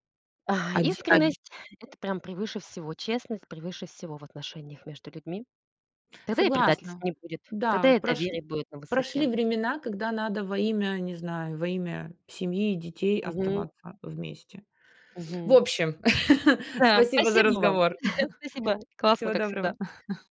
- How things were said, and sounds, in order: other background noise; tapping; laugh; chuckle
- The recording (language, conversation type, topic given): Russian, unstructured, Что делать, если вас предали и вы потеряли доверие?